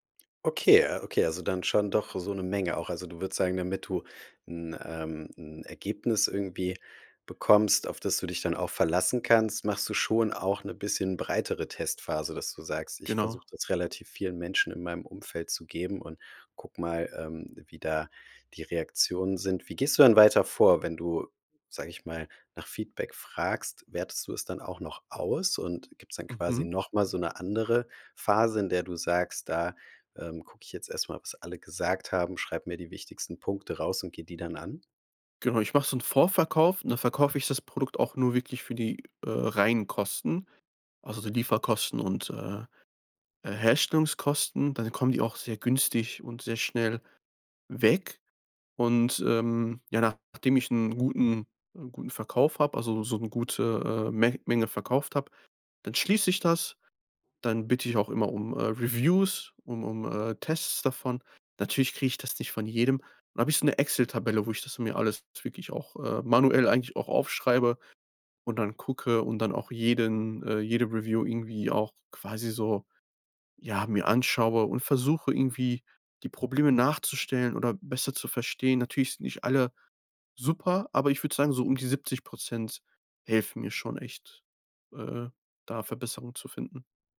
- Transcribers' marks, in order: other background noise; stressed: "Reviews"
- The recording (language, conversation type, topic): German, podcast, Wie testest du Ideen schnell und günstig?